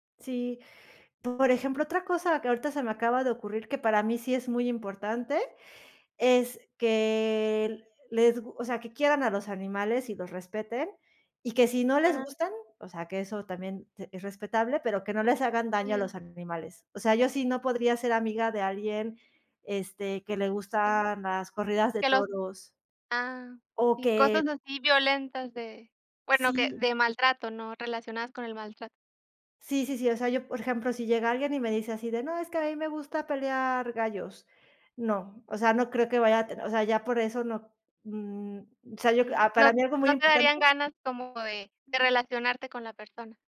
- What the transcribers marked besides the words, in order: other noise
- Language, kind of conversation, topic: Spanish, unstructured, ¿Cuáles son las cualidades que buscas en un buen amigo?